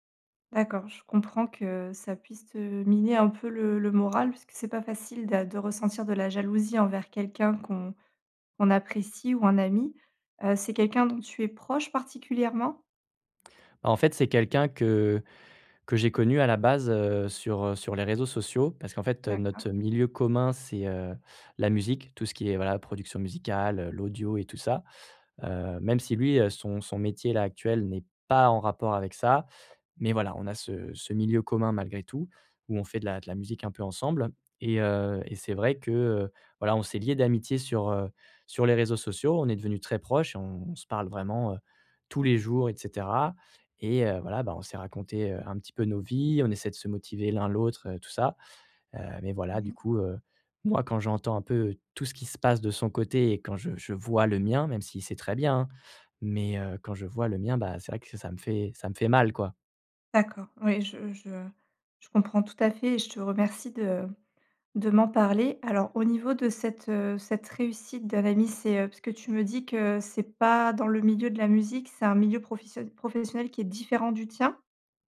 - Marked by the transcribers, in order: tapping; stressed: "pas"
- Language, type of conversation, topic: French, advice, Comment gères-tu la jalousie que tu ressens face à la réussite ou à la promotion d’un ami ?